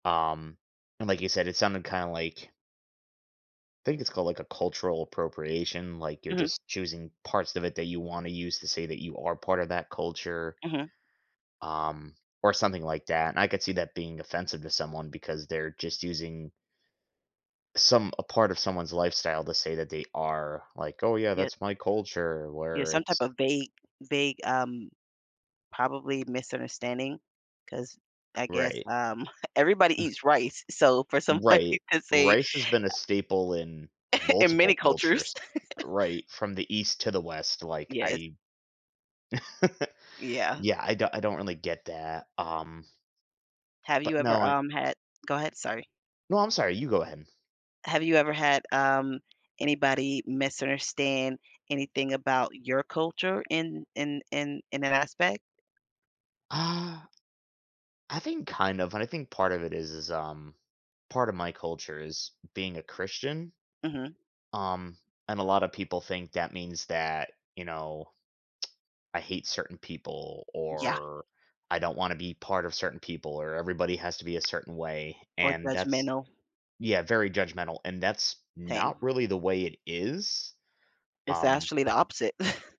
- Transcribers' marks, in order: tapping; chuckle; laughing while speaking: "somebody to say"; chuckle; laugh; chuckle; tsk; chuckle
- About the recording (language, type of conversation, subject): English, unstructured, What makes cultural identity so important to people?
- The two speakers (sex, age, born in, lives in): female, 35-39, United States, United States; male, 35-39, United States, United States